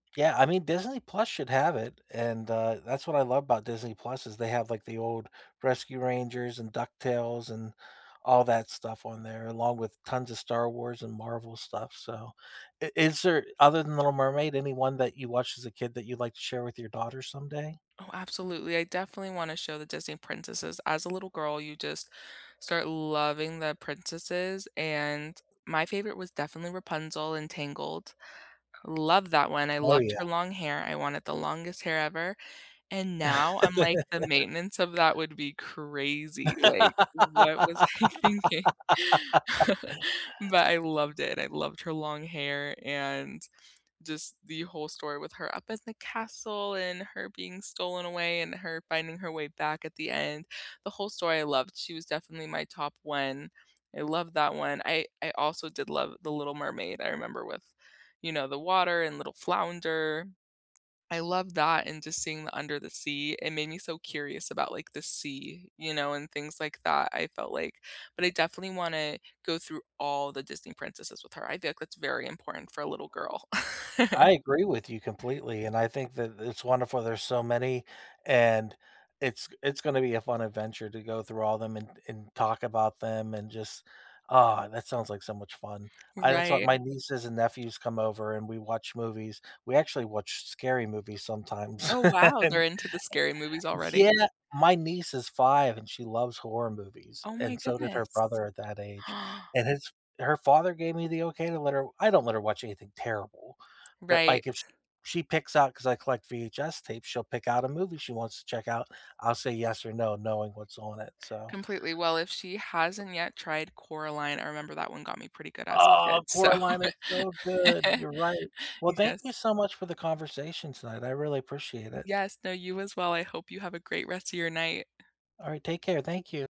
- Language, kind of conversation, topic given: English, unstructured, Which animated films do you love as much as kids do, and why do they stick with you?
- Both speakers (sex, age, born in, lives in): female, 20-24, United States, United States; male, 40-44, United States, United States
- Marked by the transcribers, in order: other background noise; laugh; laugh; laughing while speaking: "thinking?"; chuckle; chuckle; laugh; laughing while speaking: "and"; gasp; tapping; laughing while speaking: "so"